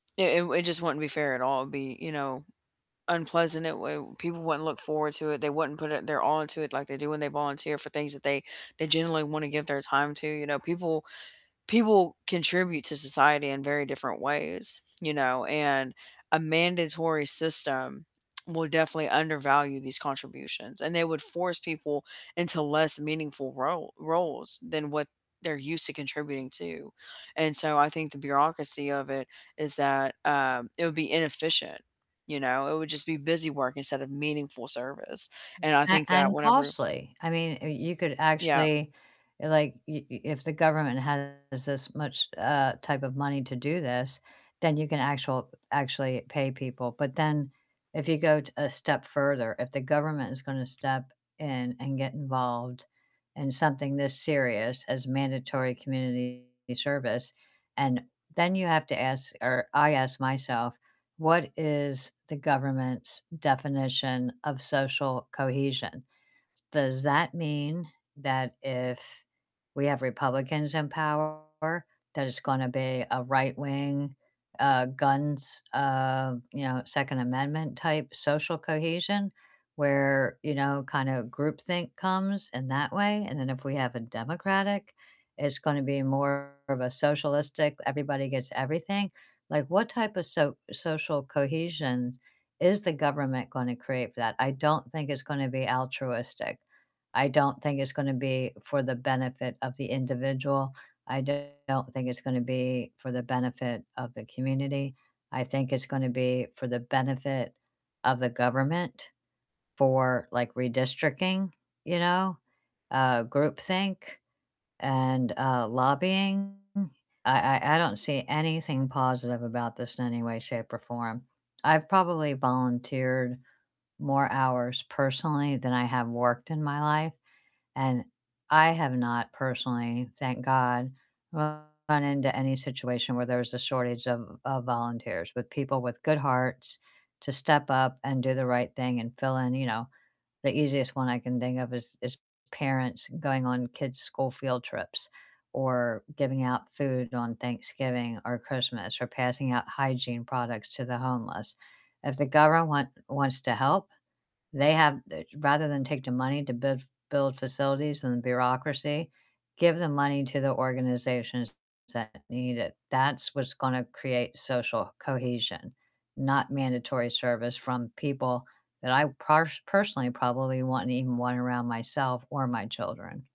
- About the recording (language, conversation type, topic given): English, unstructured, Should governments require all adults to do mandatory community service to strengthen civic duty and social cohesion?
- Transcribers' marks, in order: static; tapping; other background noise; distorted speech